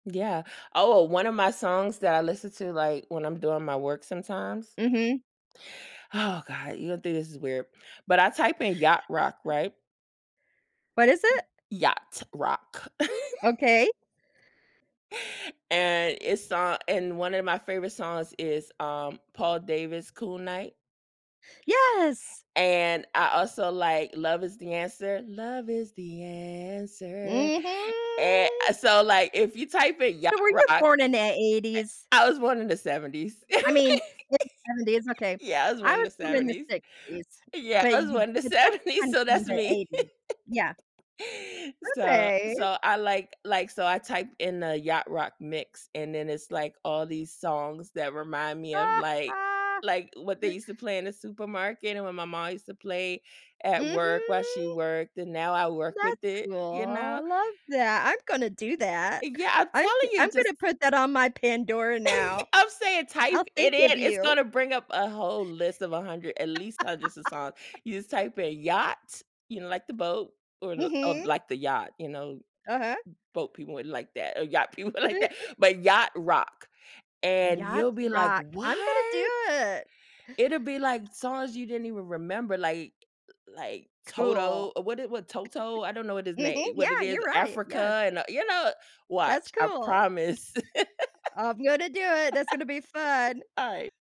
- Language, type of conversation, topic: English, unstructured, What habits can help you handle stress more effectively?
- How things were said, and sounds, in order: other background noise; chuckle; tapping; chuckle; singing: "Love is the Answer"; drawn out: "Mhm"; chuckle; laughing while speaking: "seventies, so that's me"; chuckle; chuckle; drawn out: "Mhm"; laugh; chuckle; laughing while speaking: "people wouldn't like that"; drawn out: "What?"; chuckle; chuckle; laughing while speaking: "Alright"; chuckle